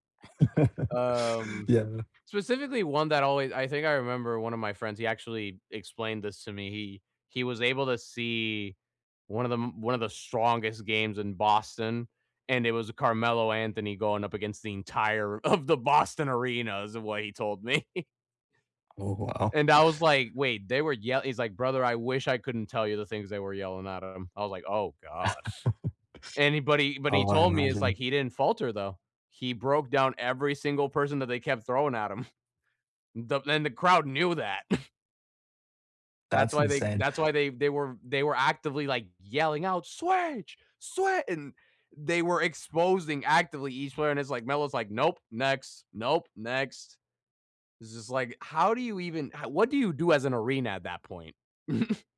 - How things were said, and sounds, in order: tapping; laugh; laughing while speaking: "of"; laughing while speaking: "me"; other background noise; laugh; laughing while speaking: "him"; chuckle; put-on voice: "Switch, swi"; chuckle
- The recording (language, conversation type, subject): English, unstructured, How do you decide whether to attend a game in person or watch it at home?